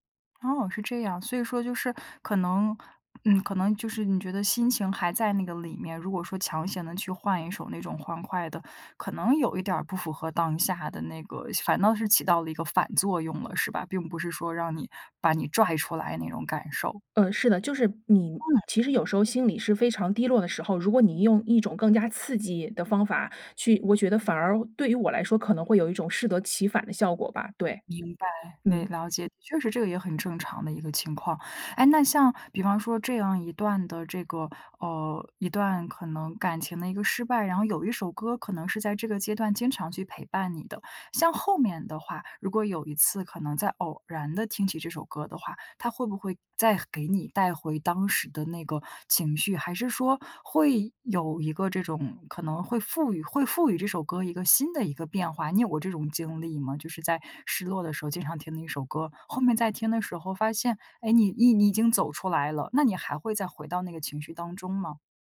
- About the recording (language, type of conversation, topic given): Chinese, podcast, 失恋后你会把歌单彻底换掉吗？
- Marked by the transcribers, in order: none